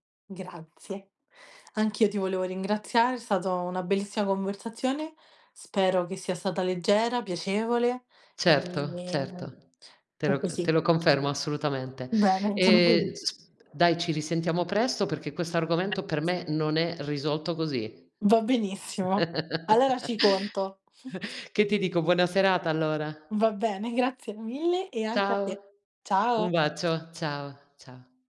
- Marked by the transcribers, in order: tapping; other background noise; drawn out: "mi"; stressed: "non è"; chuckle
- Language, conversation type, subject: Italian, unstructured, Che cosa ti entusiasma quando pensi al futuro?